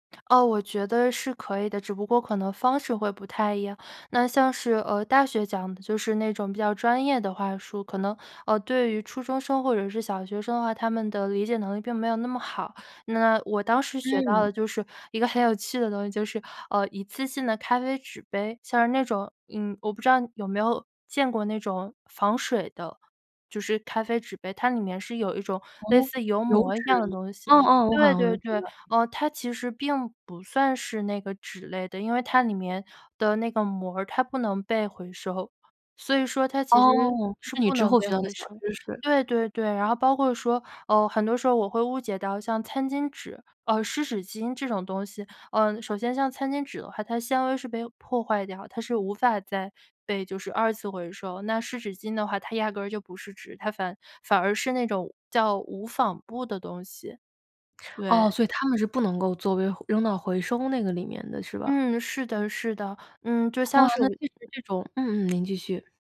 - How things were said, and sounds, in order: other background noise
- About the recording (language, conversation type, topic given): Chinese, podcast, 你家是怎么做垃圾分类的？